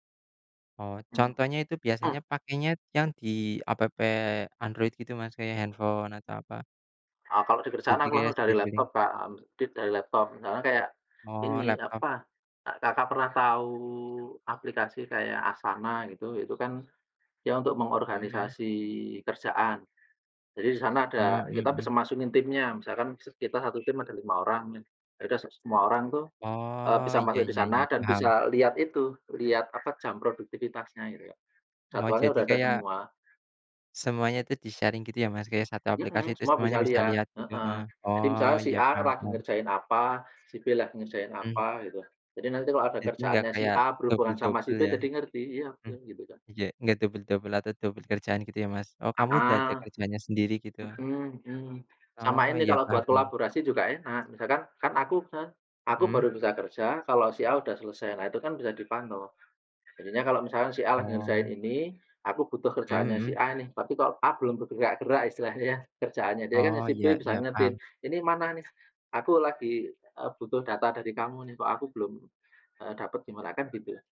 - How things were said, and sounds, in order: other background noise; in English: "scheduling"; drawn out: "tahu"; other noise; drawn out: "Oh"; in English: "di-sharing"
- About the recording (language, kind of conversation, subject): Indonesian, unstructured, Bagaimana cara kamu mengatur waktu agar lebih produktif?
- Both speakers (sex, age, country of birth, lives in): male, 25-29, Indonesia, Indonesia; male, 40-44, Indonesia, Indonesia